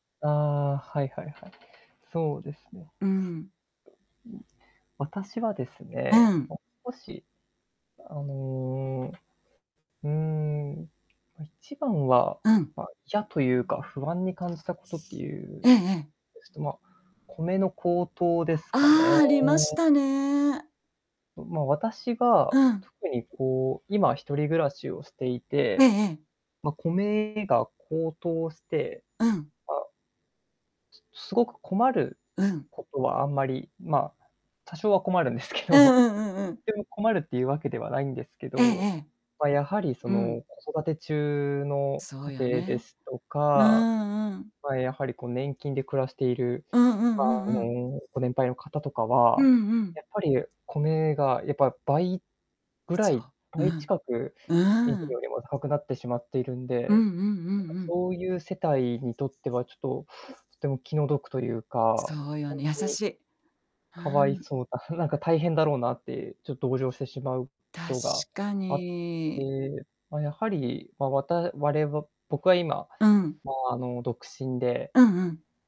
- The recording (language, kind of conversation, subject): Japanese, unstructured, 最近のニュースで、いちばん嫌だと感じた出来事は何ですか？
- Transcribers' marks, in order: distorted speech; other background noise; laughing while speaking: "ですけど"